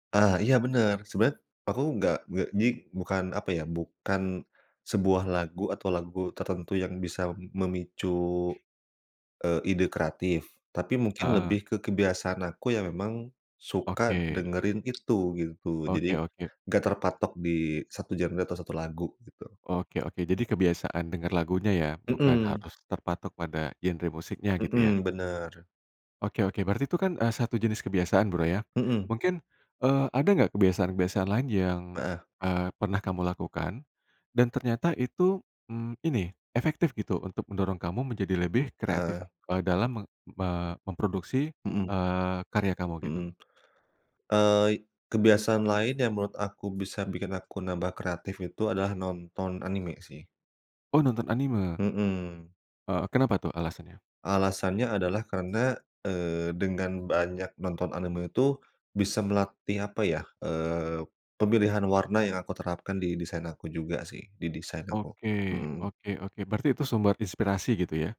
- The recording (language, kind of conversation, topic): Indonesian, podcast, Apa kebiasaan sehari-hari yang membantu kreativitas Anda?
- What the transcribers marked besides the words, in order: other background noise